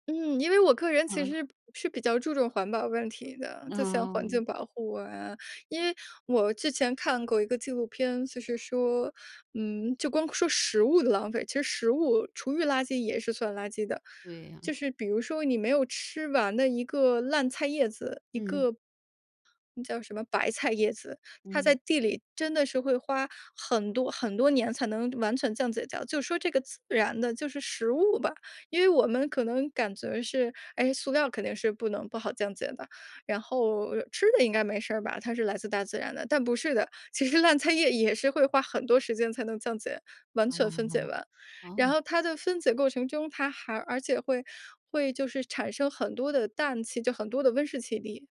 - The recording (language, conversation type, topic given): Chinese, podcast, 你在日常生活中实行垃圾分类有哪些实际体会？
- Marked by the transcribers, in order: none